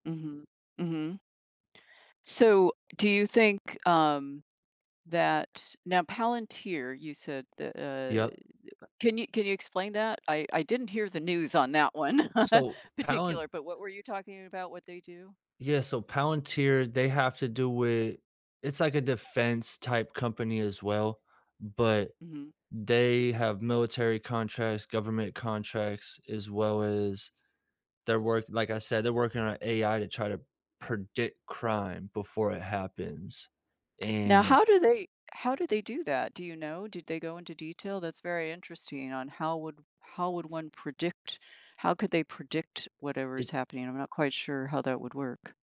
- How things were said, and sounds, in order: laugh
- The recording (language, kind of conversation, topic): English, unstructured, What is one news event that changed how you see the world?
- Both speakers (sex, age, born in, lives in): female, 65-69, United States, United States; male, 30-34, United States, United States